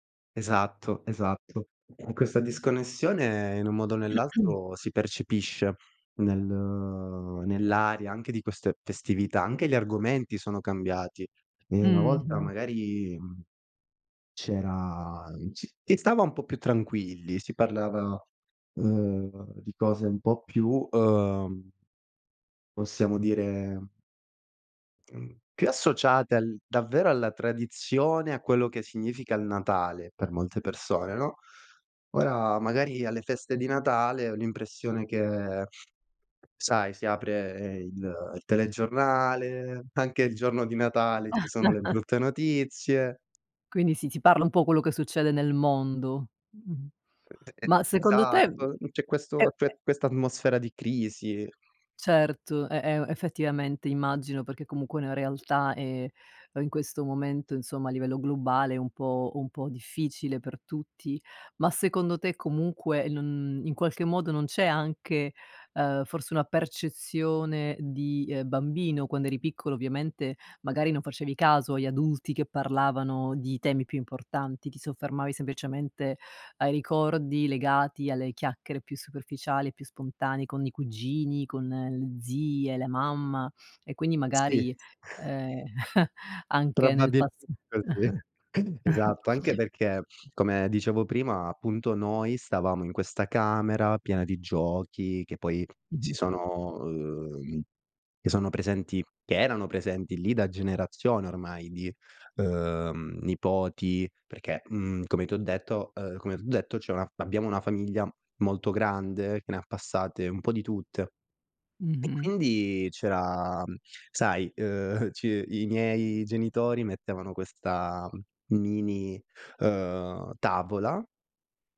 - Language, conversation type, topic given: Italian, podcast, Qual è una tradizione di famiglia che ti emoziona?
- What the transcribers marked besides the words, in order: other background noise; throat clearing; laugh; chuckle; laughing while speaking: "uhm"